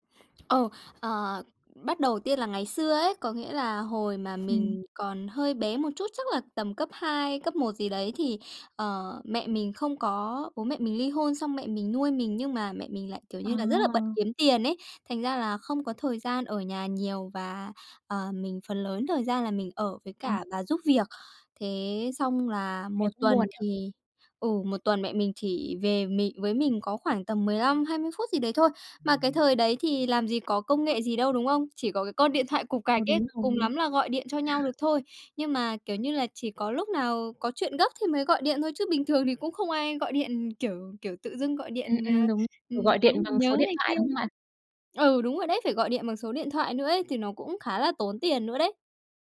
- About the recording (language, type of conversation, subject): Vietnamese, podcast, Bạn thấy công nghệ đã thay đổi các mối quan hệ trong gia đình như thế nào?
- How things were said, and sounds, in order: tapping; other background noise; unintelligible speech; chuckle; laughing while speaking: "bình thường"